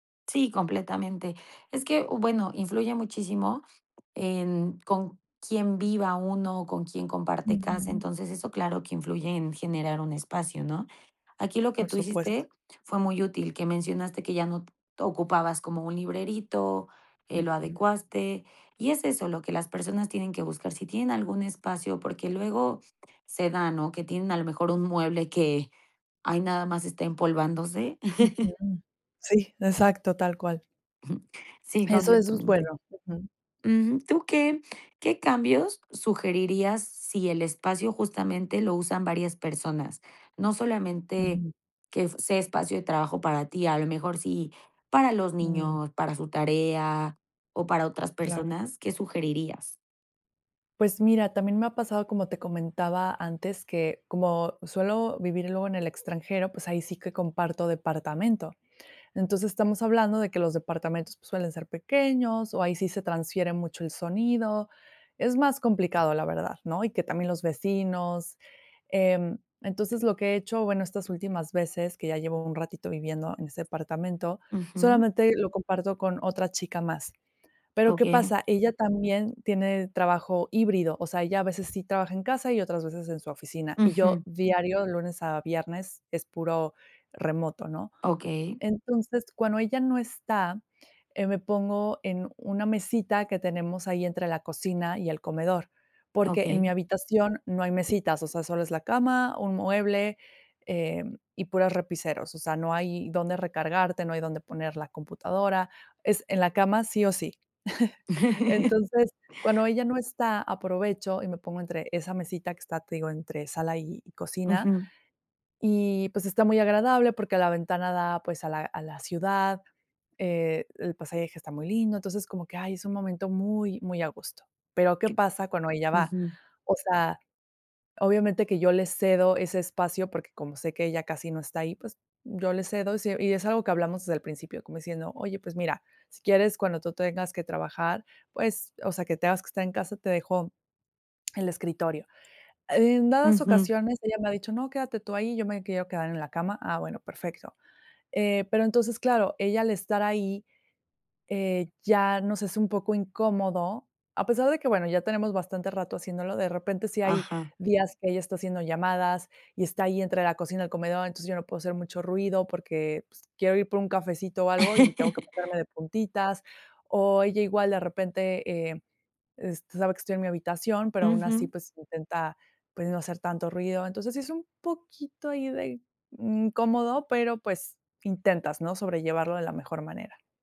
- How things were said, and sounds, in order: chuckle; chuckle; laugh; other noise; laugh
- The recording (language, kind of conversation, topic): Spanish, podcast, ¿Cómo organizarías un espacio de trabajo pequeño en casa?